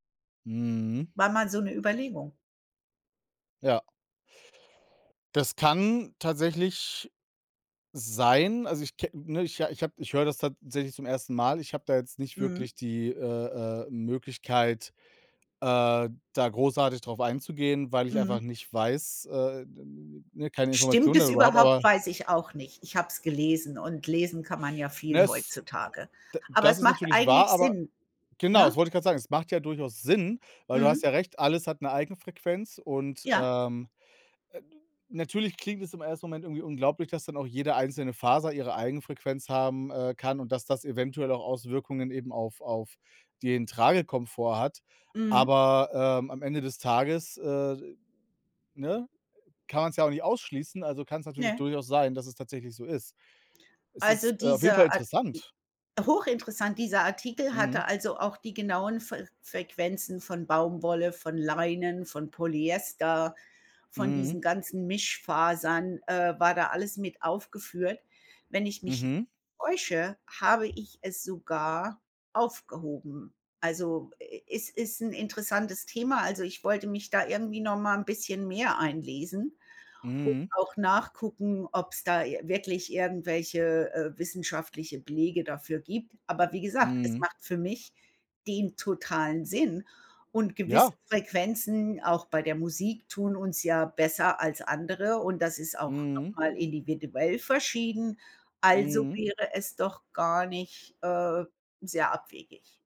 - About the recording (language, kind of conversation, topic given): German, unstructured, Wie stehst du zu Menschen, die sich sehr ungewöhnlich oder auffällig kleiden?
- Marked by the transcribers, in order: tapping; other background noise